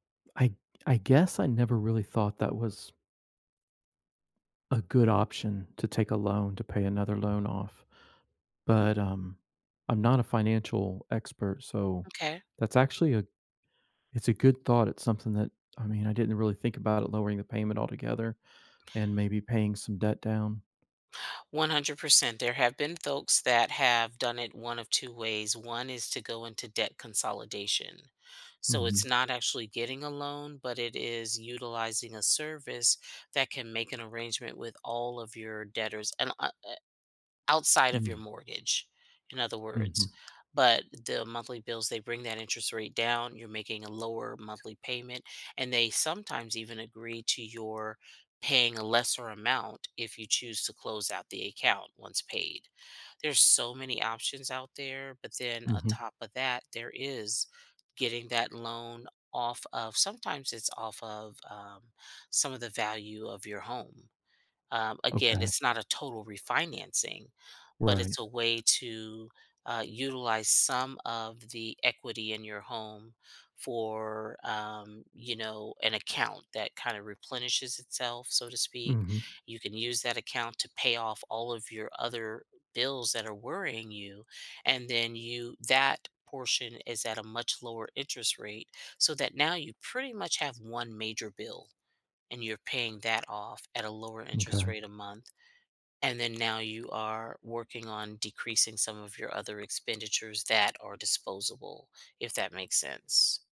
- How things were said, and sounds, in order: other background noise
- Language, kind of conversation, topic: English, advice, How can I reduce anxiety about my financial future and start saving?